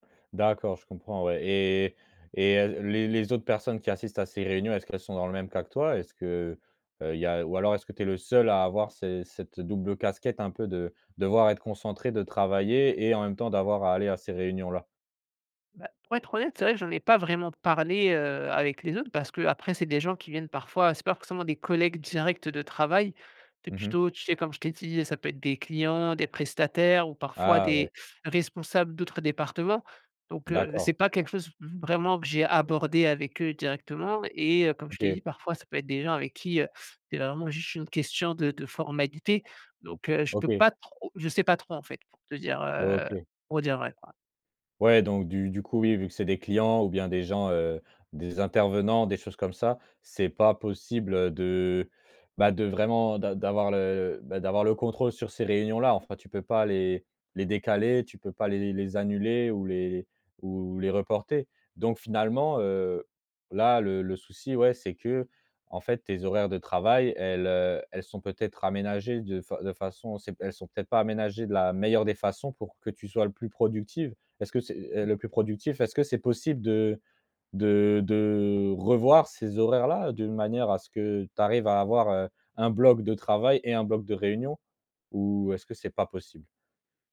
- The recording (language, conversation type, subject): French, advice, Comment gérer des journées remplies de réunions qui empêchent tout travail concentré ?
- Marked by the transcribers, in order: none